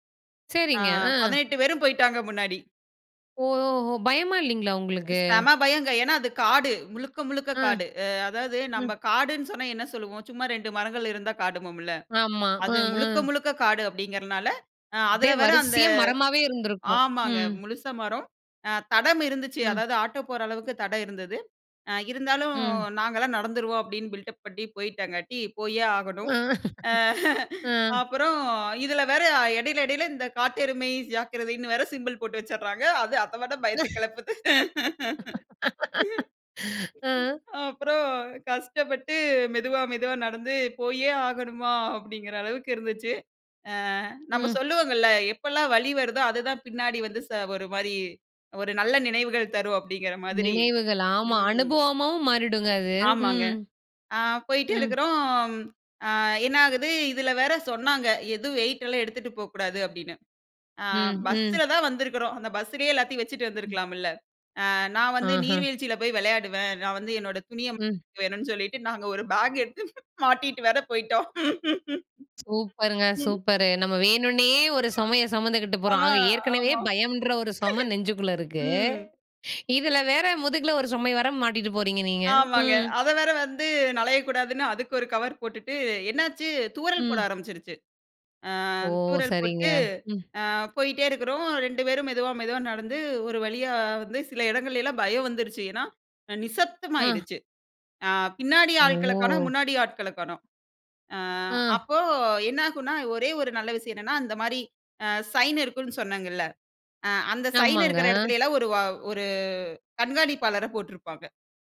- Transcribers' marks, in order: laugh; in English: "பில்டப்"; laughing while speaking: "அப்பறம் இதில வேற இடையில இடையில, இந்த காட்டெருமை ஜாக்கிரதைன்னு வேற சிம்பல் போட்டு வச்சர்றாங்க"; in English: "சிம்பல்"; chuckle; laughing while speaking: "அ"; laughing while speaking: "பயத்த கெளப்புது. அப்பறம் கஷ்டப்பட்டு மெதுவா மெதுவா நடந்து, போயே ஆகணுமா? அப்படீங்கிற அளவுக்கு இருந்துச்சு"; unintelligible speech; laughing while speaking: "நாங்க ஒரு பேக் எடுத்து மாட்டிட்டு வேற போய்ட்டோம்"; chuckle; laughing while speaking: "ஆ, ஆமா. ம்"; other background noise; in English: "சைன்"; in English: "சைன்"
- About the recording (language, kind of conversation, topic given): Tamil, podcast, மீண்டும் செல்ல விரும்பும் இயற்கை இடம் எது, ஏன் அதை மீண்டும் பார்க்க விரும்புகிறீர்கள்?